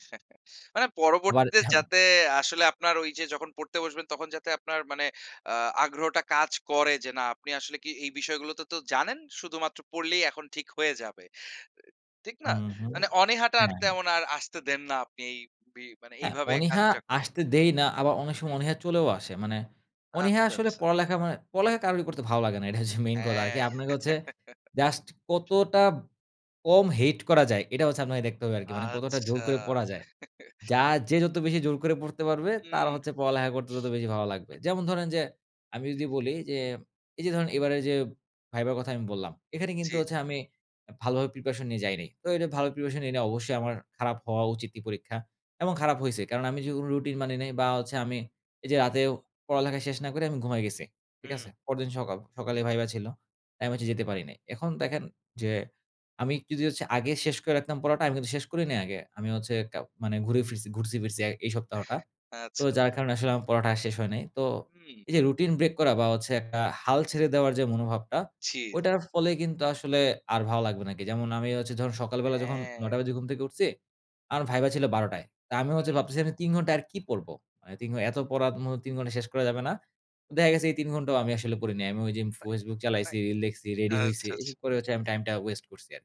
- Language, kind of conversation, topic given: Bengali, podcast, আপনি কীভাবে নিয়মিত পড়াশোনার অভ্যাস গড়ে তোলেন?
- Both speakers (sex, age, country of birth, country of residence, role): male, 20-24, Bangladesh, Bangladesh, guest; male, 25-29, Bangladesh, Bangladesh, host
- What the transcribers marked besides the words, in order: chuckle; throat clearing; tapping; giggle; giggle; in English: "waste"